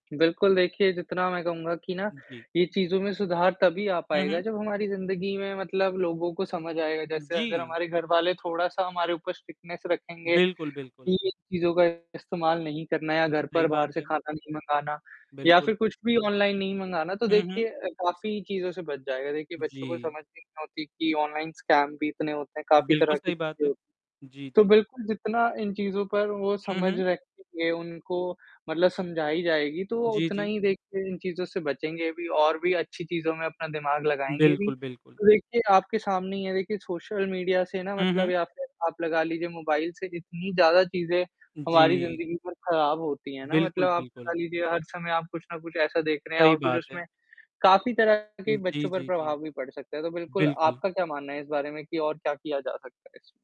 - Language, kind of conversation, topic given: Hindi, unstructured, आपका फ़ोन आपकी दिनचर्या को कैसे प्रभावित करता है?
- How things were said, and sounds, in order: mechanical hum; distorted speech; in English: "स्ट्रिक्टनेस"; other background noise; in English: "स्कैम"